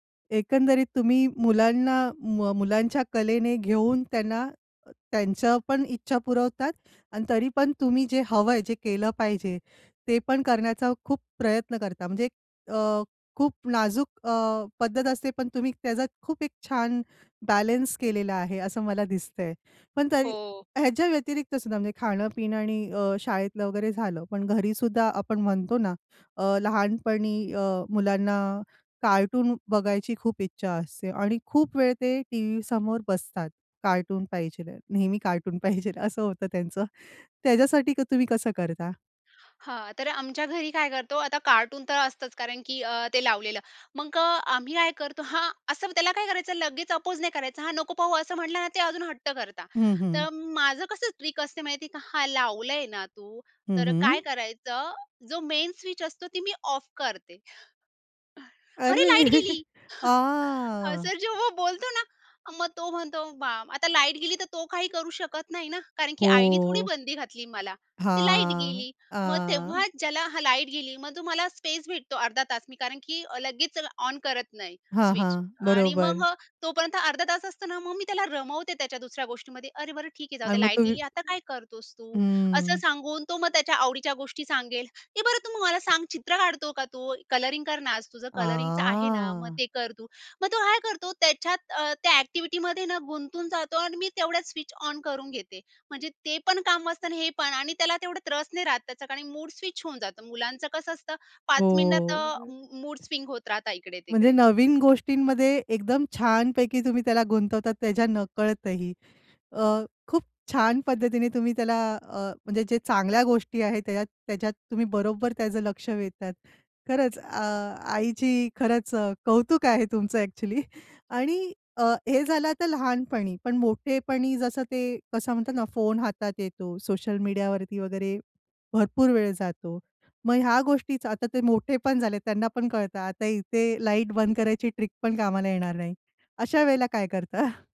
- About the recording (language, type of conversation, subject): Marathi, podcast, मुलांशी दररोज प्रभावी संवाद कसा साधता?
- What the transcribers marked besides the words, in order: in English: "बॅलेन्स"; in English: "टी-व्हीसमोर"; in English: "अपोज"; in English: "ट्रिक"; in English: "मेन स्विच"; in English: "ऑफ"; put-on voice: "अरे! लाईट गेली"; laughing while speaking: "अरे!"; in English: "स्पेस"; drawn out: "हां. आं"; in English: "ऑन"; in English: "स्विच"; in English: "कलरिंग"; in English: "कलरिंगचं"; drawn out: "हां"; in English: "एक्टिविटीमध्ये"; in English: "स्विच ऑन"; in English: "मूड स्विच"; in English: "मूडस्विंग"; in English: "ट्रिकपण"; chuckle